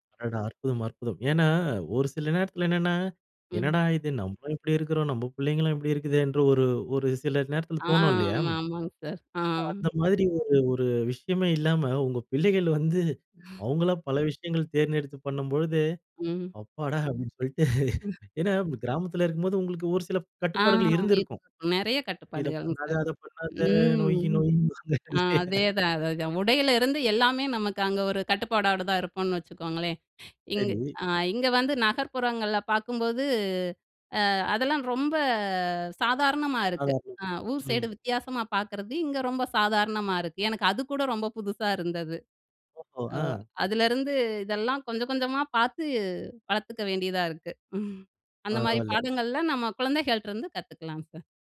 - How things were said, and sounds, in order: other noise; laughing while speaking: "அப்படின்னு சொல்லிட்டு"; unintelligible speech; unintelligible speech; other background noise; laughing while speaking: "நொய்ம்பாங்கல்ல"; inhale; unintelligible speech; chuckle
- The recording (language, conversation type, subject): Tamil, podcast, குழந்தைகளிடம் இருந்து நீங்கள் கற்றுக்கொண்ட எளிய வாழ்க்கைப் பாடம் என்ன?